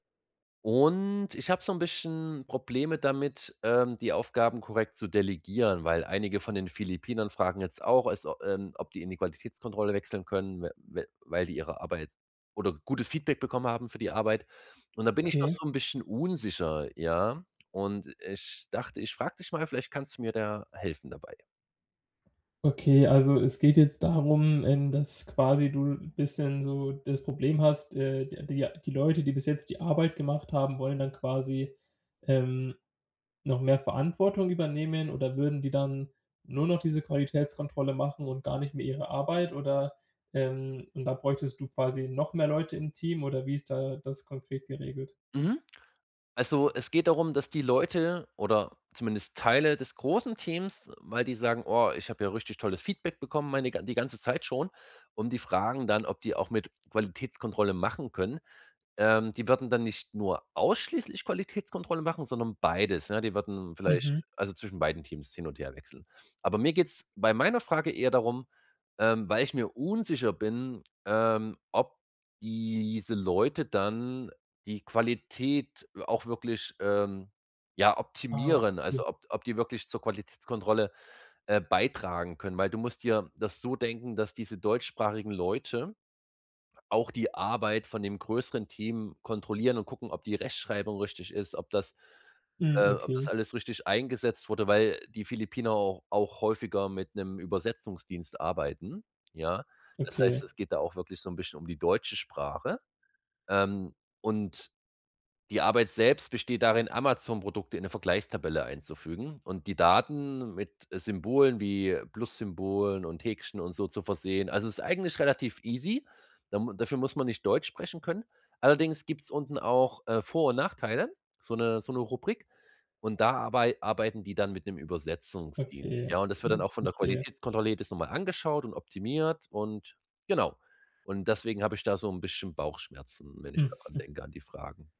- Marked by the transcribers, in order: drawn out: "diese"; in English: "easy"; giggle
- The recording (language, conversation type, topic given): German, advice, Wie kann ich Aufgaben richtig delegieren, damit ich Zeit spare und die Arbeit zuverlässig erledigt wird?